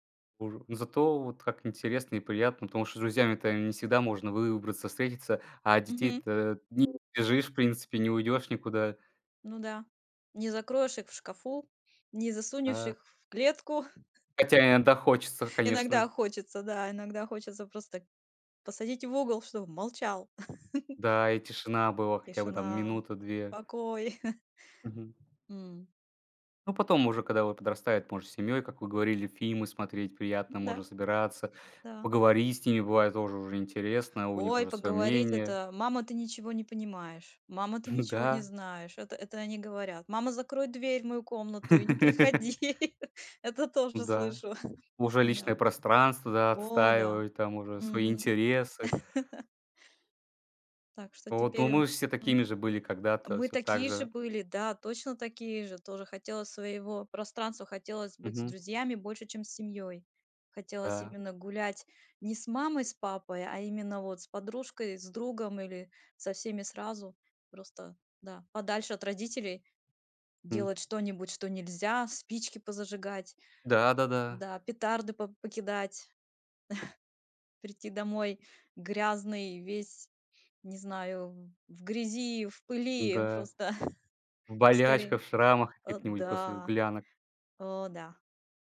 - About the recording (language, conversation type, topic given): Russian, unstructured, Как ты обычно проводишь время с семьёй или друзьями?
- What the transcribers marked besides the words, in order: laugh; laugh; laugh; tapping; chuckle; laugh; laughing while speaking: "приходи"; laugh; chuckle; laughing while speaking: "просто"